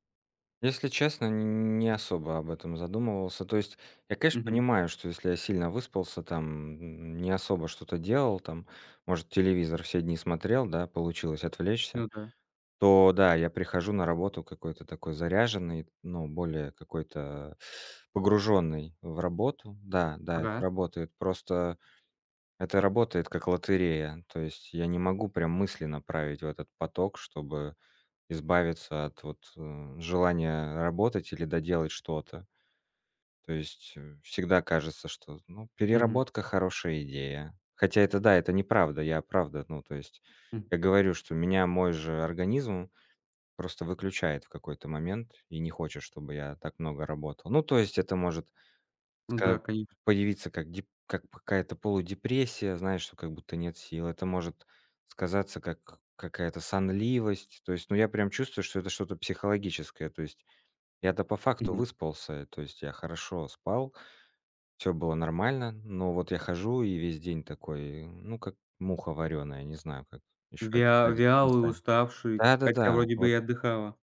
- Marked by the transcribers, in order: unintelligible speech
- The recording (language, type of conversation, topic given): Russian, advice, Как чувство вины во время перерывов мешает вам восстановить концентрацию?